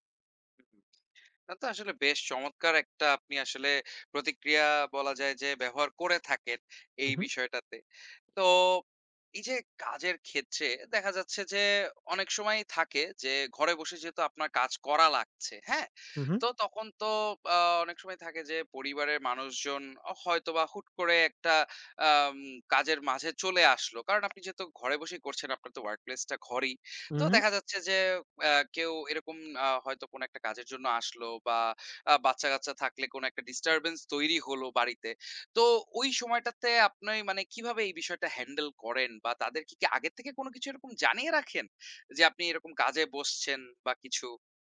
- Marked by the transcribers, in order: other background noise; tapping
- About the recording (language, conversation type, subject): Bengali, podcast, কাজ ও ব্যক্তিগত জীবনের ভারসাম্য বজায় রাখতে আপনি কী করেন?